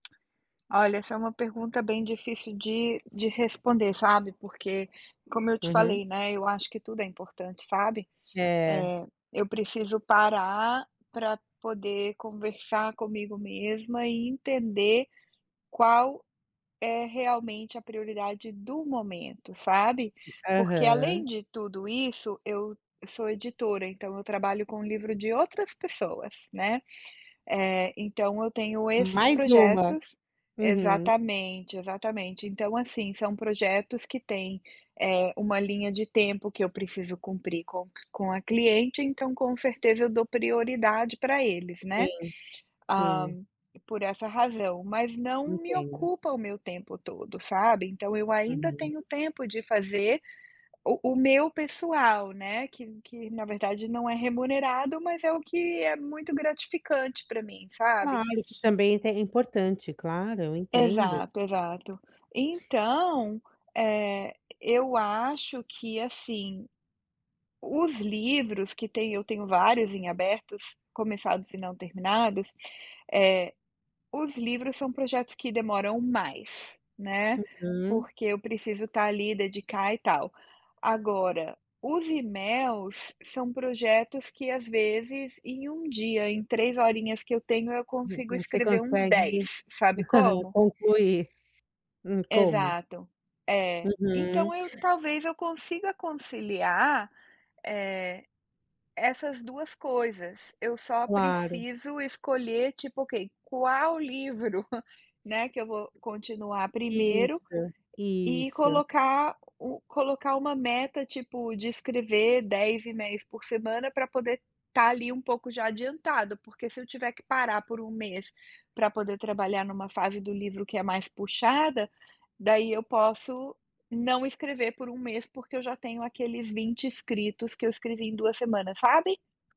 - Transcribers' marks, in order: tapping; other background noise; other noise; chuckle; chuckle
- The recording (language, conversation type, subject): Portuguese, advice, Como posso transformar minhas intenções em ações e praticar com mais regularidade?